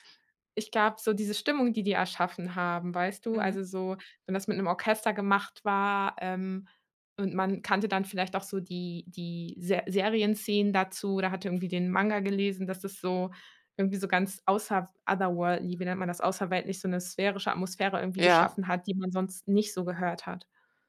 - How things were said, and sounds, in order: in English: "otherworld"
- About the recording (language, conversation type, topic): German, podcast, Was wäre der Soundtrack deiner Jugend?